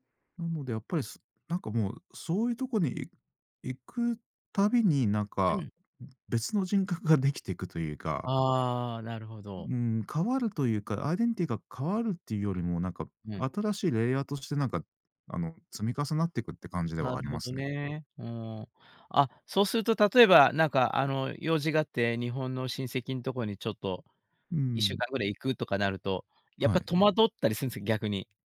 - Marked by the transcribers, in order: "アイデンティティ" said as "アイデンティ"
- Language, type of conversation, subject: Japanese, podcast, アイデンティティが変わったと感じた経験はありますか？